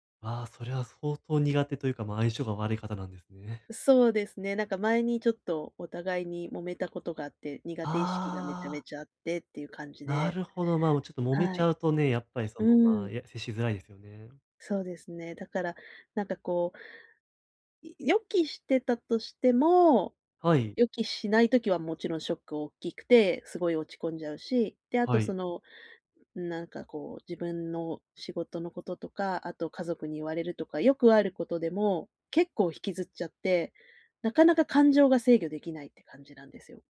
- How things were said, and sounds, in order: none
- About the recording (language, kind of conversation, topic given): Japanese, advice, 感情が激しく揺れるとき、どうすれば受け入れて落ち着き、うまくコントロールできますか？